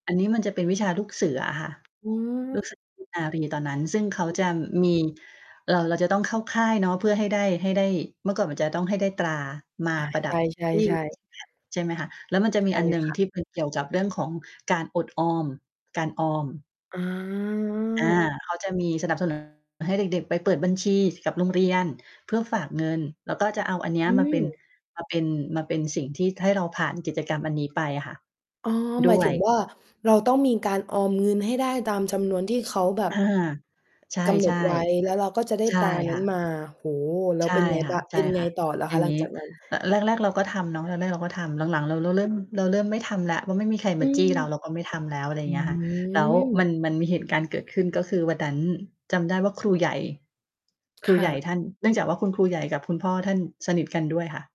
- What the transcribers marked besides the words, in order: distorted speech
- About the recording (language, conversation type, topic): Thai, podcast, ครูคนไหนที่ทำให้คุณเปลี่ยนมุมมองเรื่องการเรียนมากที่สุด?